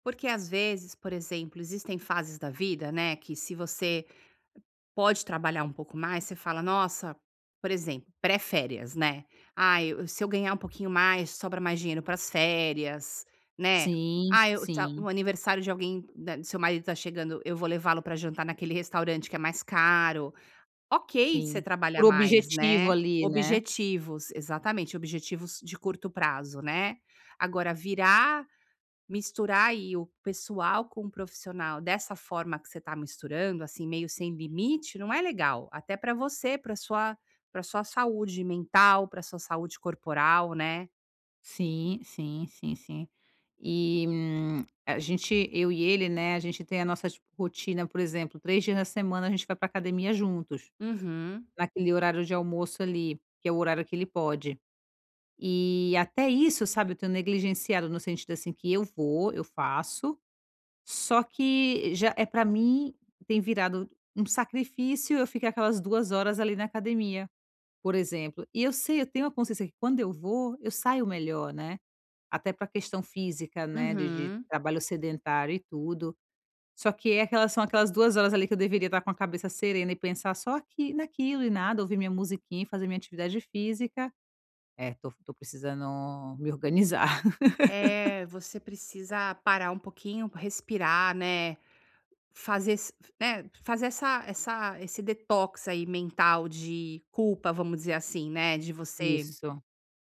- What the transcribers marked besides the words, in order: tapping; laugh
- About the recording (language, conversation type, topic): Portuguese, advice, Como posso criar uma rotina diária de descanso sem sentir culpa?